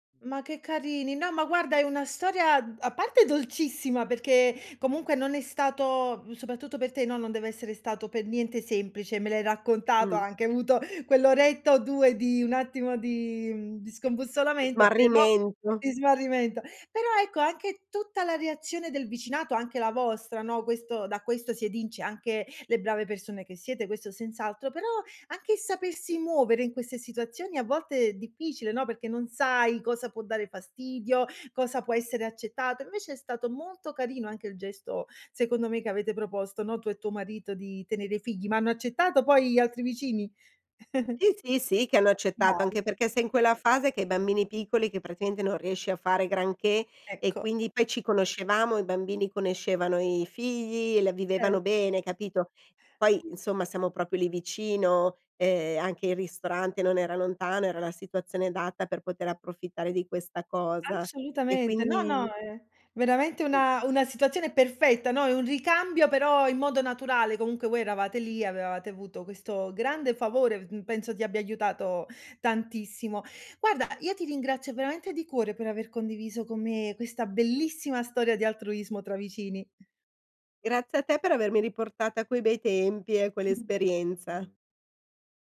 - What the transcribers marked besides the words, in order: "soprattutto" said as "sopattutto"; other background noise; "evince" said as "edince"; chuckle; "proprio" said as "propio"; tapping
- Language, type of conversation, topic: Italian, podcast, Quali piccoli gesti di vicinato ti hanno fatto sentire meno solo?